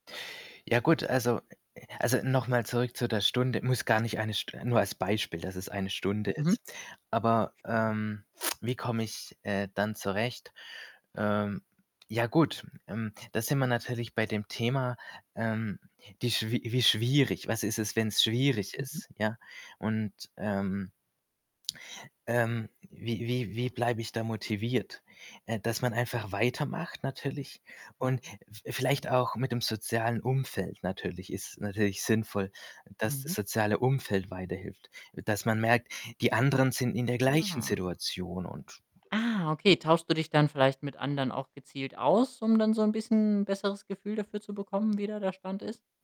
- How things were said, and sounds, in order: static; unintelligible speech; other noise; other background noise; unintelligible speech
- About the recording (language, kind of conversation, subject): German, podcast, Wie bleibst du motiviert, wenn das Lernen schwierig wird?